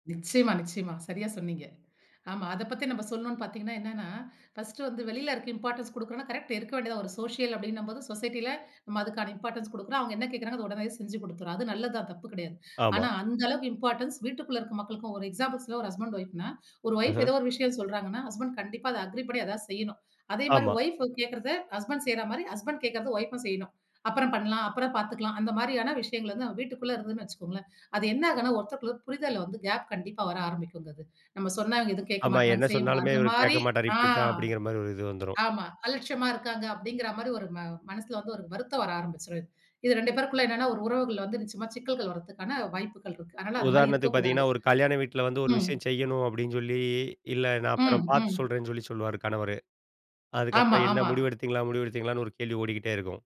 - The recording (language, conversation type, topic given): Tamil, podcast, பல தேர்வுகள் இருக்கும் போது முடிவு எடுக்க முடியாமல் போனால் நீங்கள் என்ன செய்வீர்கள்?
- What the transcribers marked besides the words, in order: in English: "இம்பார்ட்டன்ஸ்"; in English: "சோஷியல்"; in English: "சொசைட்டில"; in English: "இம்பார்ட்டன்ஸ்"; in English: "இம்பார்ட்டன்ஸ்"; in English: "எக்ஸாம்பிள்ஸில"; in English: "அக்ரி"; in English: "கேப்"; other street noise